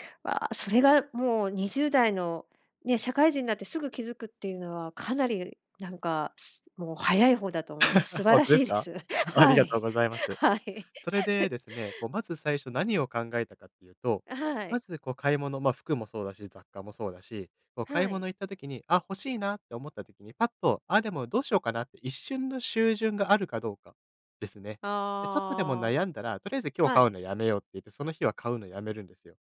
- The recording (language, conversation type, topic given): Japanese, podcast, 物を減らすときは、どんなルールを決めるといいですか？
- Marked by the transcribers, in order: chuckle; laughing while speaking: "素晴らしいです。 はい、はい"; tapping; chuckle